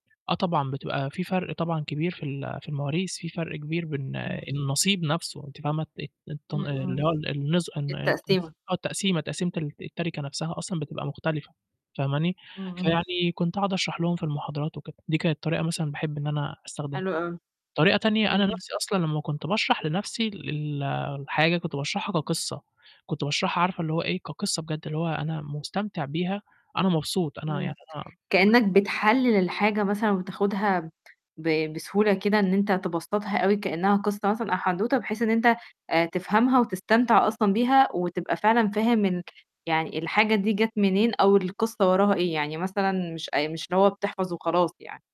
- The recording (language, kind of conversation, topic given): Arabic, podcast, إزاي تخلي المذاكرة ممتعة بدل ما تبقى واجب؟
- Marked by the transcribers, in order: static; unintelligible speech; tapping